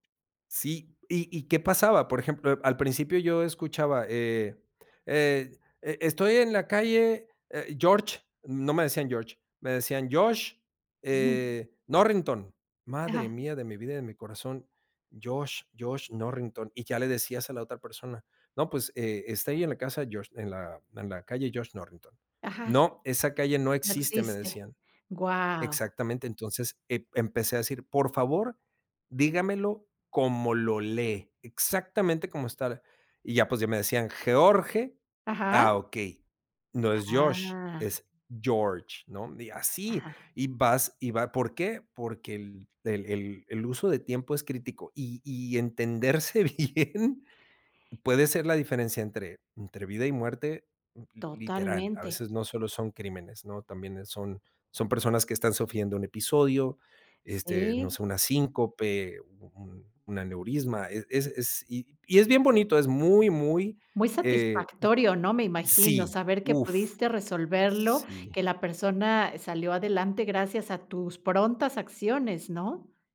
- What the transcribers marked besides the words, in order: chuckle; laughing while speaking: "bien"; "síncope" said as "asíncope"
- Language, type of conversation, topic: Spanish, podcast, ¿Cómo detectas que alguien te está entendiendo mal?